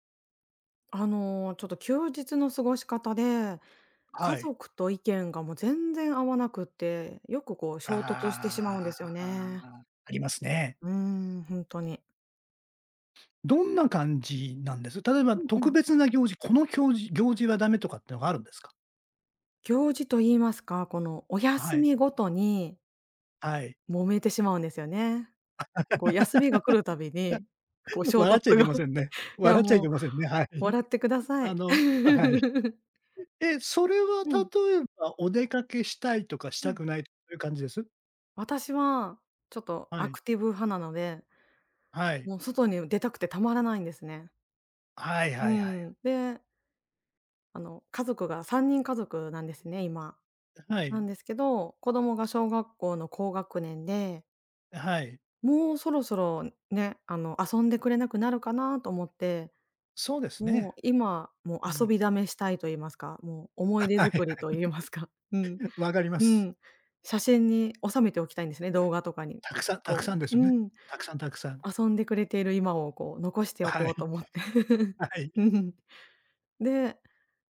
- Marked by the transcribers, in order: drawn out: "ああ"; laugh; laughing while speaking: "笑っちゃいけませんね。笑っちゃいけませんね、はい。あの、はい"; laughing while speaking: "衝突が"; laugh; laughing while speaking: "はい はい"; laugh; laughing while speaking: "いいますか"; laughing while speaking: "はい。はい"; laugh
- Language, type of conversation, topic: Japanese, advice, 年中行事や祝日の過ごし方をめぐって家族と意見が衝突したとき、どうすればよいですか？